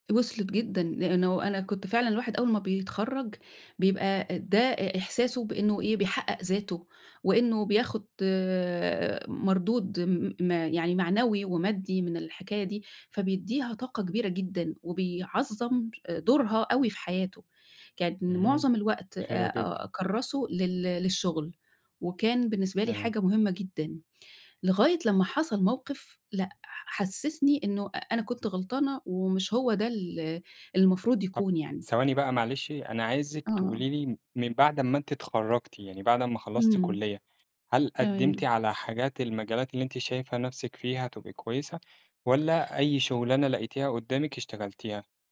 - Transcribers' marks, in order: other background noise
- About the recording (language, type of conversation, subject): Arabic, podcast, إيه الفرق بينك كإنسان وبين شغلك في نظرك؟